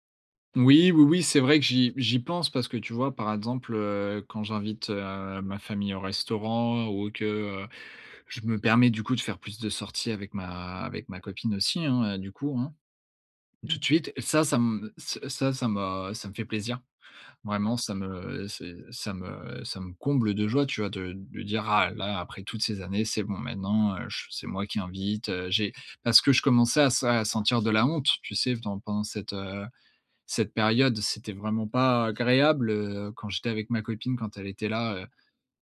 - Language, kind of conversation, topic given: French, advice, Comment gères-tu la culpabilité de dépenser pour toi après une période financière difficile ?
- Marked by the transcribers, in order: other background noise